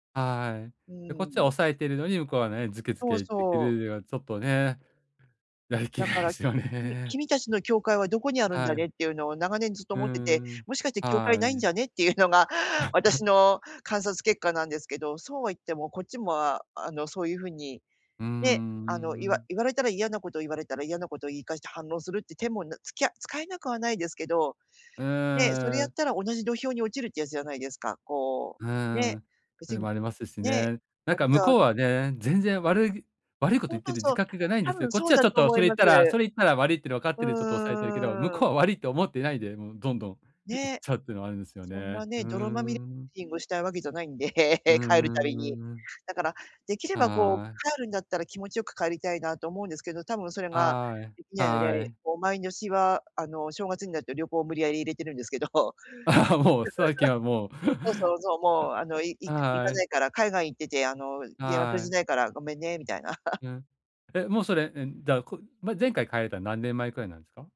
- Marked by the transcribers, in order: laughing while speaking: "やりきれないですよね"; laugh; laugh; "毎年" said as "まいんどし"; laugh; laughing while speaking: "あ、もう"; laugh; laugh
- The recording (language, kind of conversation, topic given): Japanese, advice, 周囲からの圧力にどう対処して、自分を守るための境界線をどう引けばよいですか？